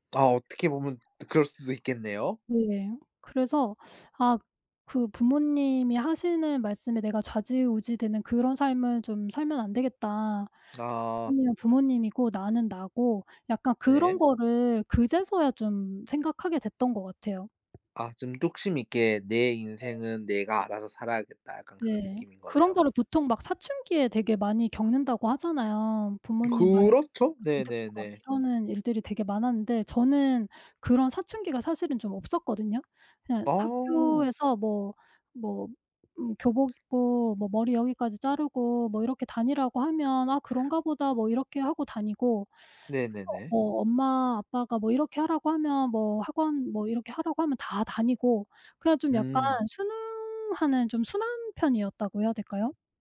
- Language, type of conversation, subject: Korean, podcast, 가족의 진로 기대에 대해 어떻게 느끼시나요?
- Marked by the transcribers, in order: tapping; other background noise